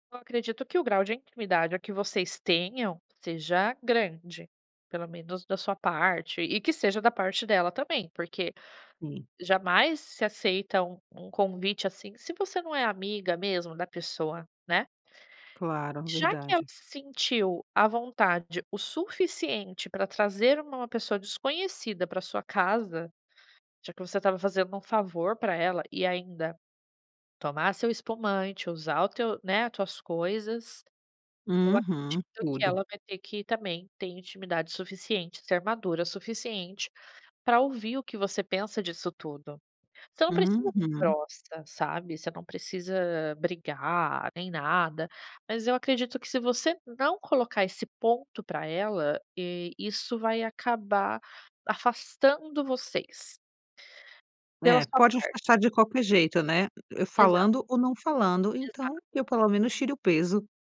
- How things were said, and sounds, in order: none
- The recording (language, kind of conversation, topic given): Portuguese, advice, Como lidar com um conflito com um amigo que ignorou meus limites?